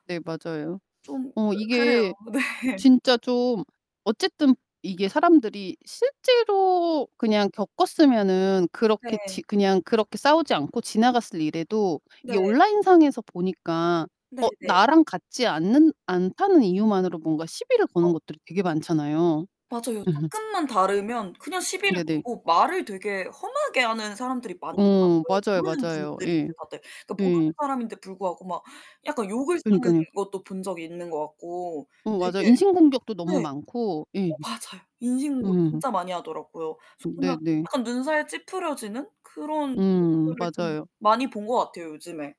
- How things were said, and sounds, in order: distorted speech; laughing while speaking: "네"; laugh; tapping
- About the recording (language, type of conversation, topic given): Korean, unstructured, 온라인에서 벌어지는 싸움을 어떻게 바라보시나요?